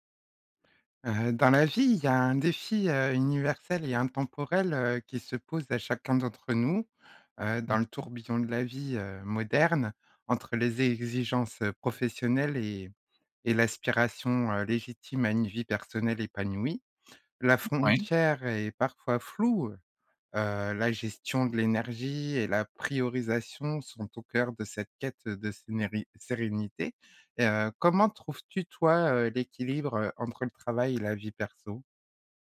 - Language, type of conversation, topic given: French, podcast, Comment trouves-tu l’équilibre entre le travail et la vie personnelle ?
- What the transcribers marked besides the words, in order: tapping